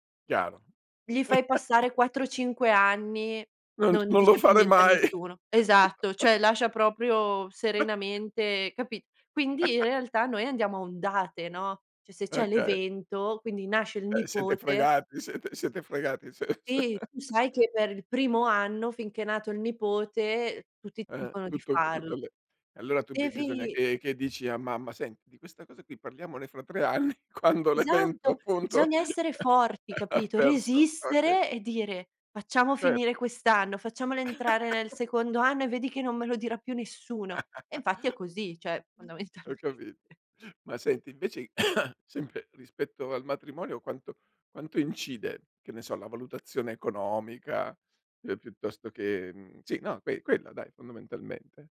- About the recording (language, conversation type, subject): Italian, podcast, Come vengono gestite le aspettative su matrimonio e figli nella tua famiglia?
- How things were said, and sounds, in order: laugh; laughing while speaking: "non lo farei mai"; laugh; chuckle; laugh; laughing while speaking: "se se"; laugh; laughing while speaking: "tre anni quando l'evento appunto ha perso"; laugh; laugh; laugh; laughing while speaking: "fondamentalmente"; laughing while speaking: "Ho capi"; cough